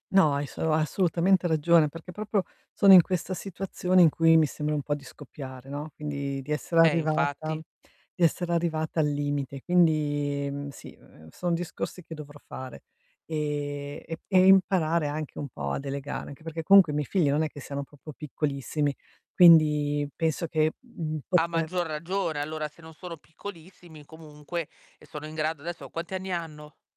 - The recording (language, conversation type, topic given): Italian, advice, Come posso ritagliarmi del tempo libero per coltivare i miei hobby e rilassarmi a casa?
- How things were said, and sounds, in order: "proprio" said as "propro"; distorted speech; "proprio" said as "propo"